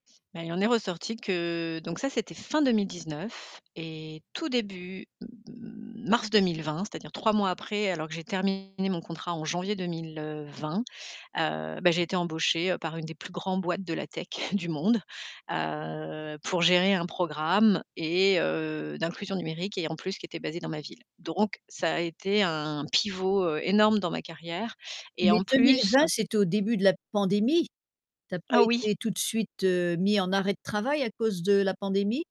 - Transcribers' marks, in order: other background noise; distorted speech; chuckle; tapping
- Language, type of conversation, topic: French, podcast, Peux-tu me parler d’un échec qui t’a rendu plus fort ?